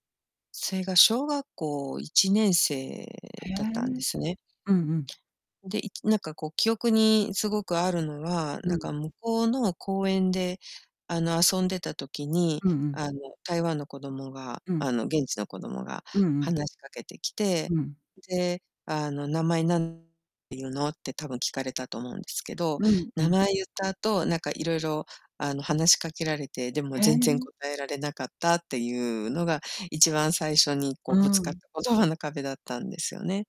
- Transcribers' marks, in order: other background noise; distorted speech; tapping
- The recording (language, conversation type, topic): Japanese, podcast, 言葉の壁をどのように乗り越えましたか？